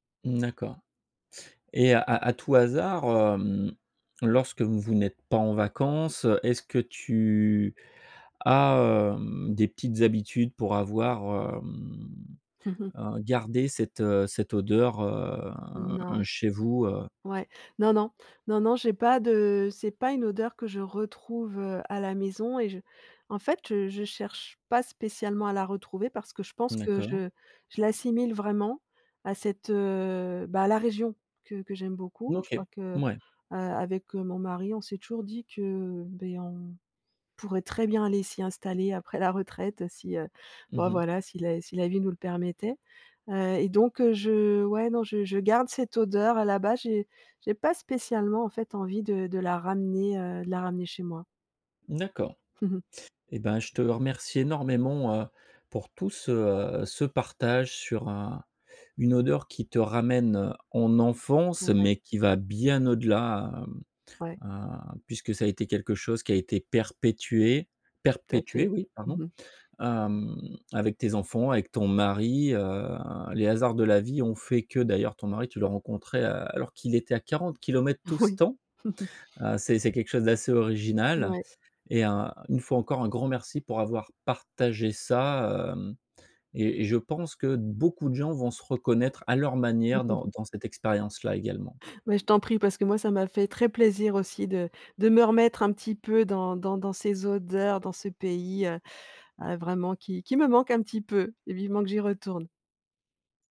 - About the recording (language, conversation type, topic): French, podcast, Quel parfum ou quelle odeur te ramène instantanément en enfance ?
- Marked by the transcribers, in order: laugh; laughing while speaking: "Ouais"; chuckle; laugh